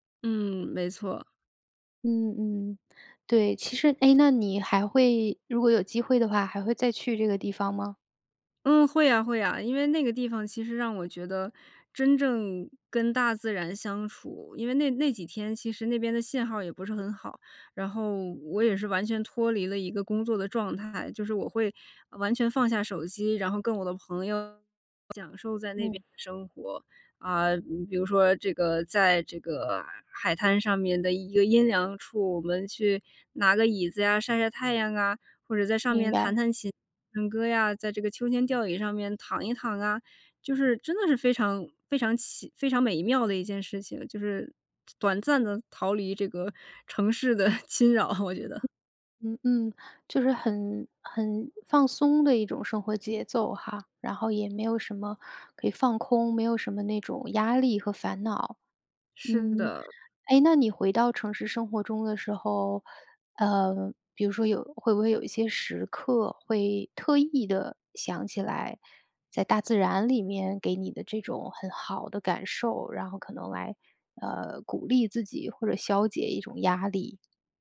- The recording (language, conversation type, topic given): Chinese, podcast, 大自然曾经教会过你哪些重要的人生道理？
- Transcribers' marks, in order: laughing while speaking: "城市的侵扰"; other background noise